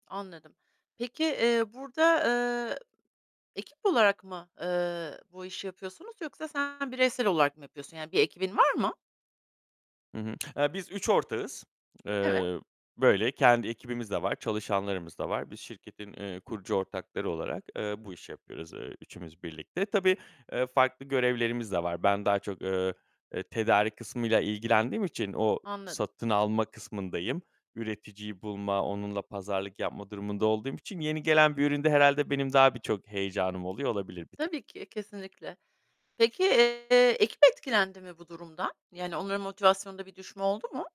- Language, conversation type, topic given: Turkish, advice, Ürün lansmanınız beklenen etkiyi yaratmadığında gelen eleştiriler karşısında incinmeyle nasıl başa çıkabilirsiniz?
- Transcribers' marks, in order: distorted speech; tapping; other background noise